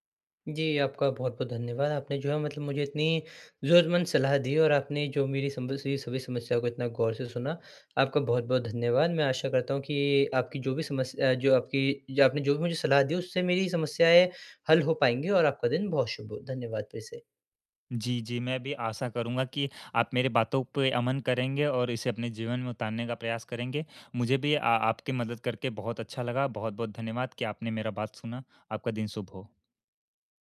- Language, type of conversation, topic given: Hindi, advice, मुझे अपनी गलती मानने में कठिनाई होती है—मैं सच्ची माफी कैसे मांगूँ?
- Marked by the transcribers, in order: in English: "सिम्पल"